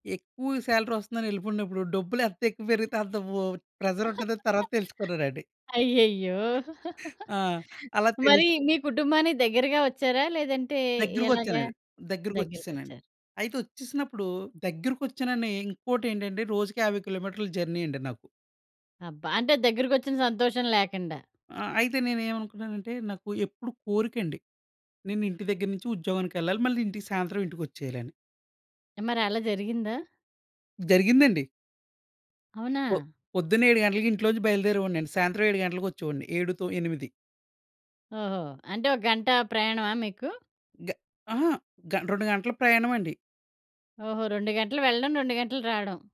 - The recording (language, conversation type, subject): Telugu, podcast, వృత్తి–వ్యక్తిగత జీవన సమతుల్యానికి మీరు పెట్టుకున్న నియమాలు ఏమిటి?
- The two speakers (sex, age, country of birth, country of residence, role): female, 45-49, India, India, host; male, 30-34, India, India, guest
- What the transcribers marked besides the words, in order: in English: "సాలరీ"; laughing while speaking: "డబ్బులెంత ఎక్కువ పెరిగితే అంత ప్రెషర్ ఉంటదని తర్వాత తెలుసుకున్నానండి"; other noise; in English: "ప్రెషర్"; chuckle; laughing while speaking: "అయ్యయ్యో!"; laughing while speaking: "ఆ! అలా తెలుసు"; in English: "జర్నీ"